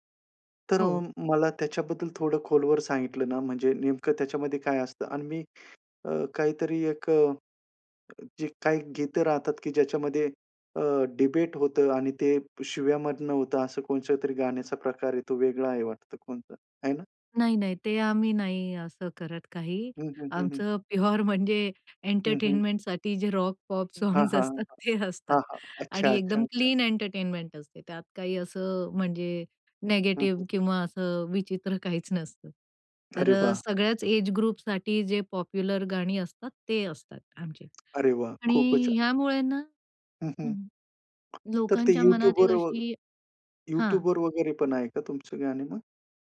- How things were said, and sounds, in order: other background noise; in English: "डिबेट"; laughing while speaking: "आमचं प्युअर म्हणजे एंटरटेनमेंटसाठी जे … क्लीन एंटरटेनमेंट असते"; in English: "प्युअर"; tapping; in English: "एंटरटेनमेंटसाठी"; in English: "रॉक-पॉप सॉंग्स"; in English: "क्लीन एंटरटेनमेंट"; in English: "एज ग्रुपसाठी"; in English: "पॉप्युलर"
- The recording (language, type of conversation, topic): Marathi, podcast, लोक तुमच्या कामावरून तुमच्याबद्दल काय समजतात?